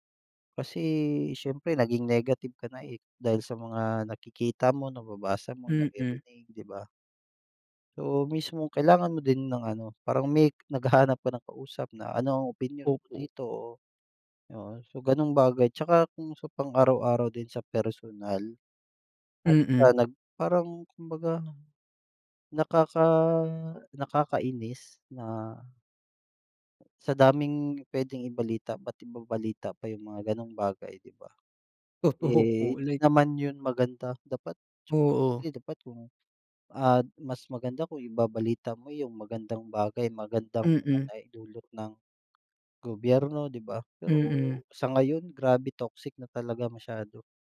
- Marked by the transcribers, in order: laughing while speaking: "Totoo po"; other background noise
- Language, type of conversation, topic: Filipino, unstructured, Paano mo nararamdaman ang mga nabubunyag na kaso ng katiwalian sa balita?